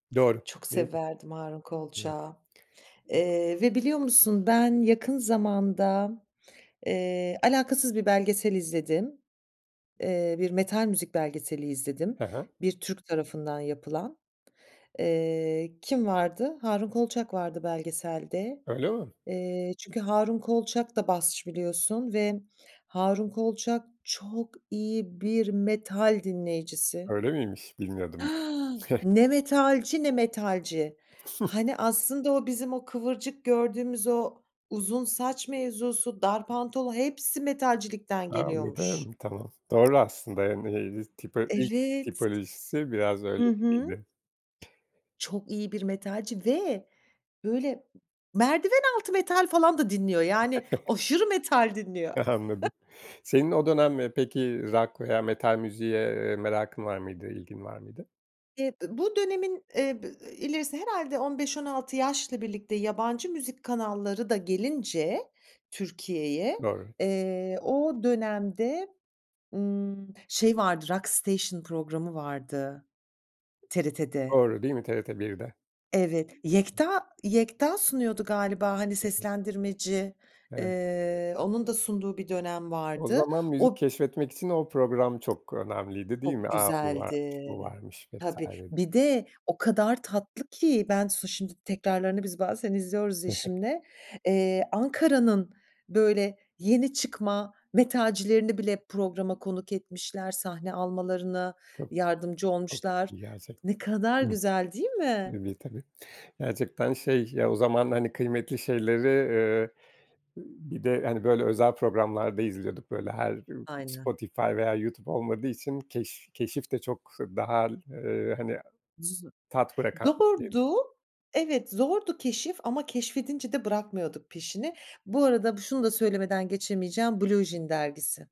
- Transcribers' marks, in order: other background noise; inhale; unintelligible speech; chuckle; chuckle; joyful: "merdiven altı metal falan da dinliyor, yani aşırı metal dinliyor"; chuckle; chuckle; drawn out: "güzeldi"; laughing while speaking: "bazen"; tapping; unintelligible speech
- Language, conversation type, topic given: Turkish, podcast, Nostalji seni en çok hangi döneme götürür ve neden?